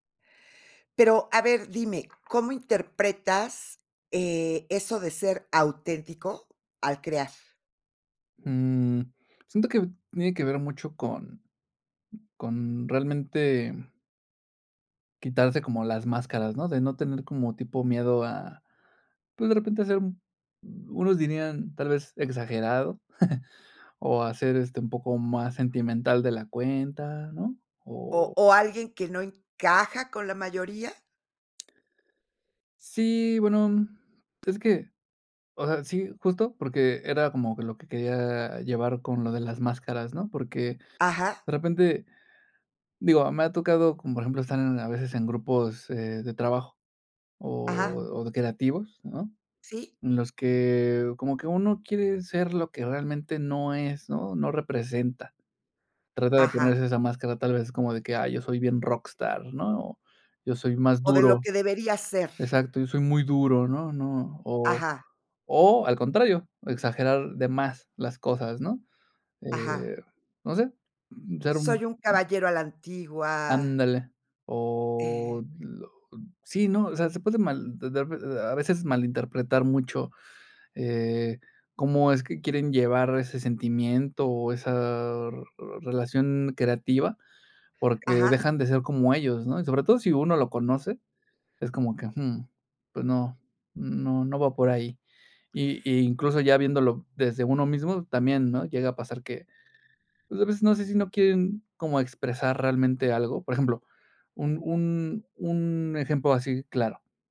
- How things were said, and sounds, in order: chuckle
- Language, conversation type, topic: Spanish, podcast, ¿Qué significa para ti ser auténtico al crear?